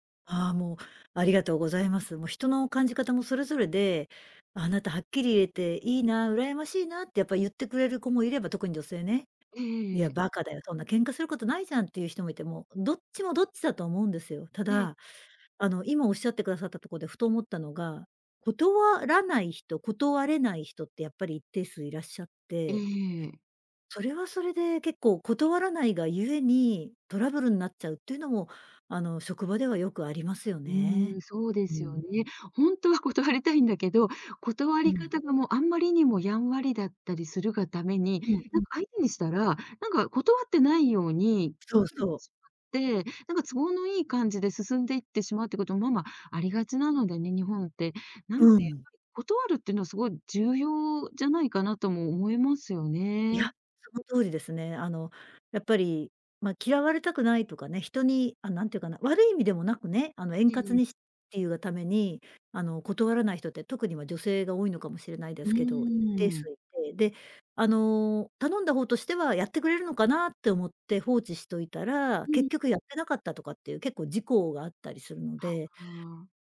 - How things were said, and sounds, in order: none
- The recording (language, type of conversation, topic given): Japanese, podcast, 「ノー」と言うのは難しい？どうしてる？